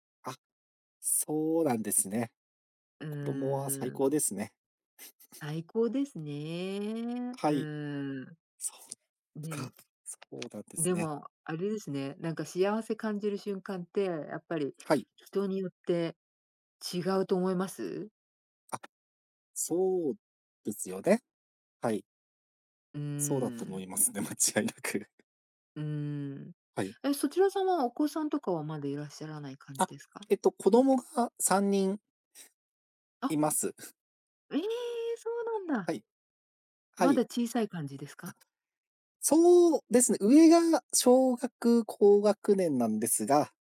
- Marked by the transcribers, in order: other background noise; tapping; laughing while speaking: "思いますね、間違いなく"
- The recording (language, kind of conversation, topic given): Japanese, unstructured, 幸せを感じるのはどんなときですか？